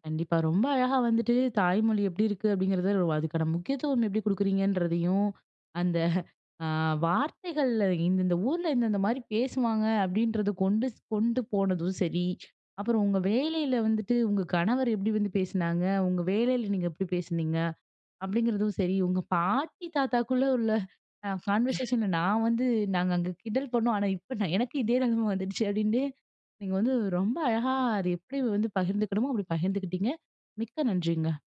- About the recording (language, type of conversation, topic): Tamil, podcast, தாய்மொழி உங்களுக்கு ஏன் முக்கியமாகத் தோன்றுகிறது?
- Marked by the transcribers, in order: in English: "கான்வர்சேஷன்ல"; sneeze